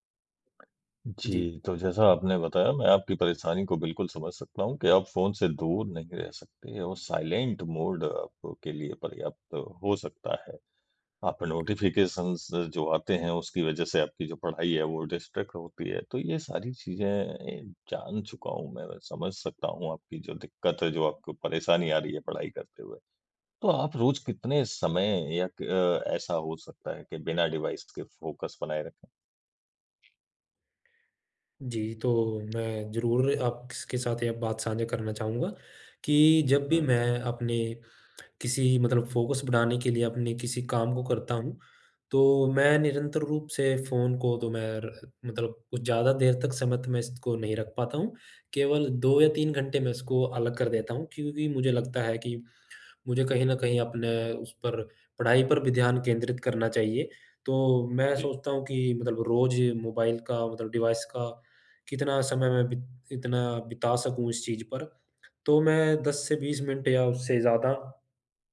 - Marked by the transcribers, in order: tapping; other noise; in English: "साइलेंट मोड"; in English: "नोटिफिकेशंस"; in English: "डिस्ट्रैक्ट"; in English: "डिवाइस"; in English: "फोकस"; tongue click; in English: "फोकस"; in English: "डिवाइस"
- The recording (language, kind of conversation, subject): Hindi, advice, फोकस बढ़ाने के लिए मैं अपने फोन और नोटिफिकेशन पर सीमाएँ कैसे लगा सकता/सकती हूँ?
- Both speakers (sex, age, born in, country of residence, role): male, 35-39, India, India, advisor; male, 45-49, India, India, user